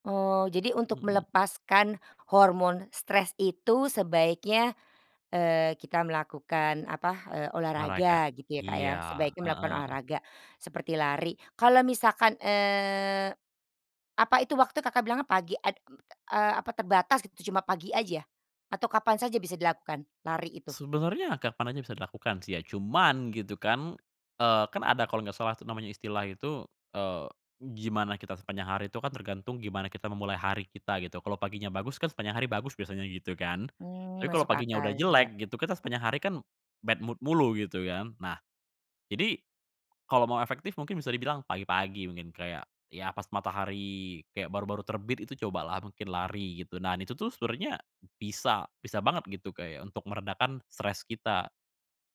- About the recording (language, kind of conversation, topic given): Indonesian, podcast, Apa saja tanda-tanda tubuh yang kamu rasakan saat sedang stres?
- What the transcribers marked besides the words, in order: in English: "bad mood"